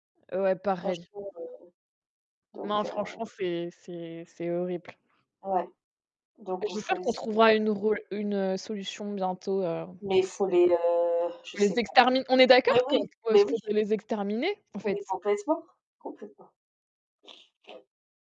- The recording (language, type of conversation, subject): French, unstructured, Préférez-vous les soirées d’hiver au coin du feu ou les soirées d’été sous les étoiles ?
- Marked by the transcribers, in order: distorted speech; tapping; other noise